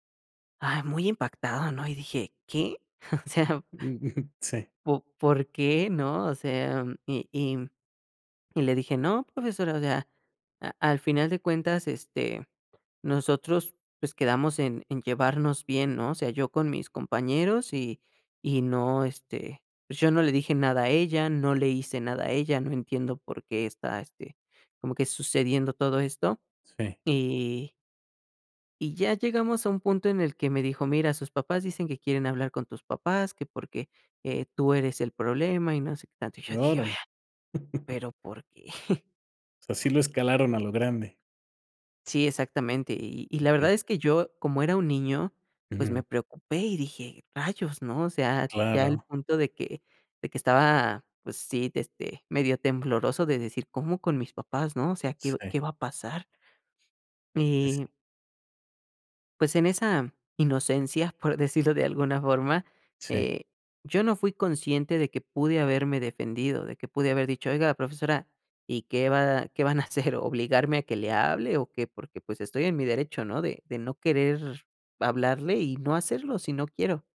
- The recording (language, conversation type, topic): Spanish, podcast, ¿Cuál fue un momento que cambió tu vida por completo?
- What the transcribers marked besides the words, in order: giggle; chuckle; giggle; giggle